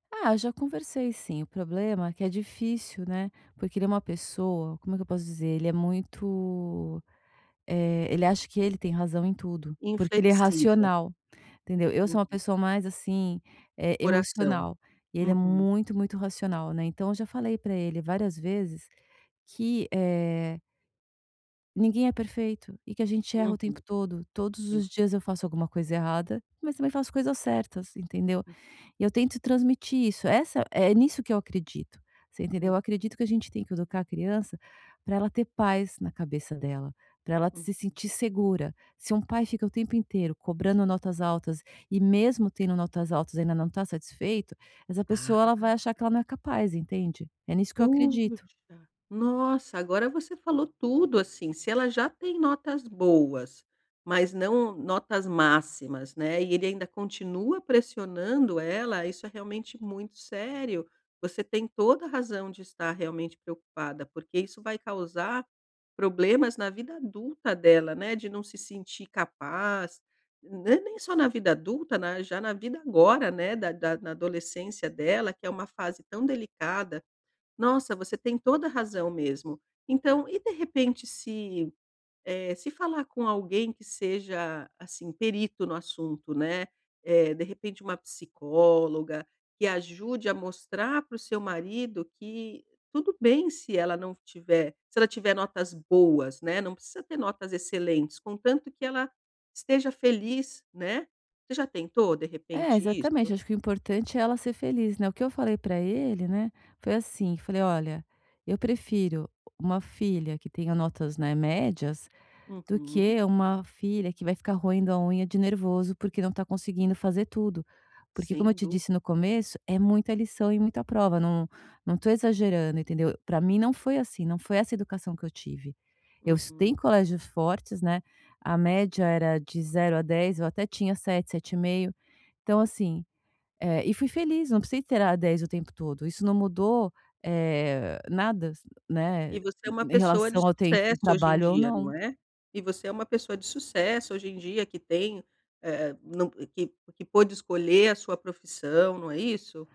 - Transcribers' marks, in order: unintelligible speech
- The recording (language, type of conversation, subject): Portuguese, advice, Como posso manter minhas convicções quando estou sob pressão do grupo?
- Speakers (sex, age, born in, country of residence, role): female, 50-54, Brazil, France, user; female, 50-54, Brazil, Portugal, advisor